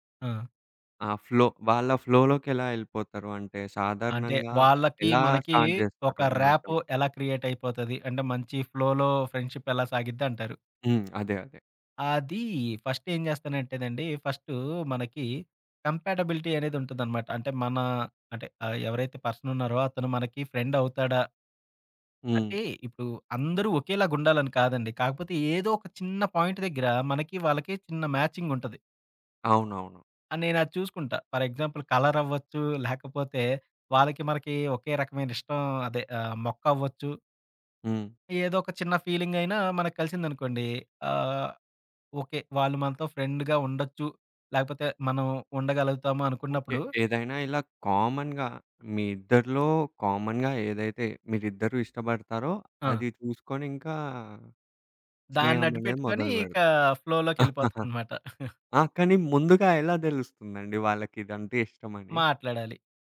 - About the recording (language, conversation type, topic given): Telugu, podcast, ఫ్లోలోకి మీరు సాధారణంగా ఎలా చేరుకుంటారు?
- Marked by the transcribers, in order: in English: "ఫ్లో"; in English: "ఫ్లోలోకి"; in English: "స్టార్ట్"; in English: "ర్యాపో"; in English: "క్రియేట్"; in English: "ఫ్లోలో ఫ్రెండ్‌షిప్"; other background noise; in English: "ఫస్ట్"; in English: "కంపాటబిలిటీ"; in English: "పాయింట్"; in English: "ఫర్ ఎగ్జాంపుల్ కలర్"; in English: "ఫ్రెండ్‌గా"; in English: "కామన్‌గా"; in English: "కామన్‌గా"; in English: "ఫ్లోలోకిెళ్ళిపోతుందనమాట"; chuckle